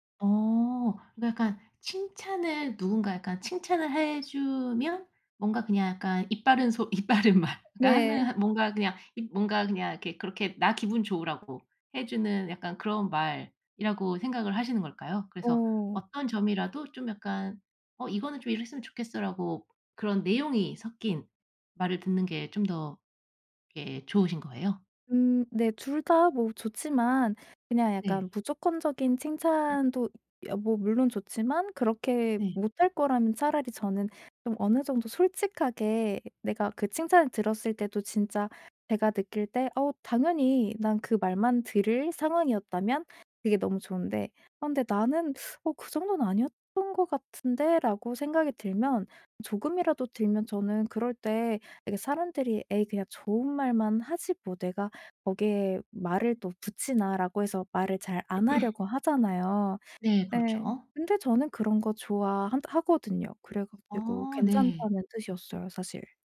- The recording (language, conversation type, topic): Korean, advice, 건설적인 피드백과 파괴적인 비판은 어떻게 구별하나요?
- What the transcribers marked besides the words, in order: laughing while speaking: "입바른 말"; other background noise; teeth sucking; throat clearing